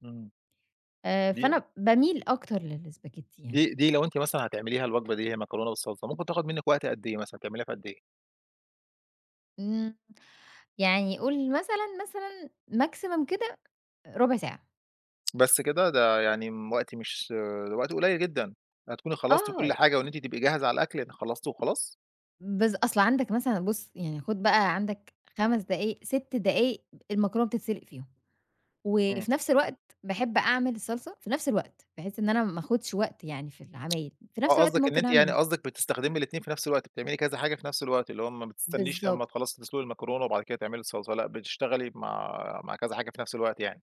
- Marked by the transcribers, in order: in English: "maximum"
- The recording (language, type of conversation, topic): Arabic, podcast, إزاي بتجهّز وجبة بسيطة بسرعة لما تكون مستعجل؟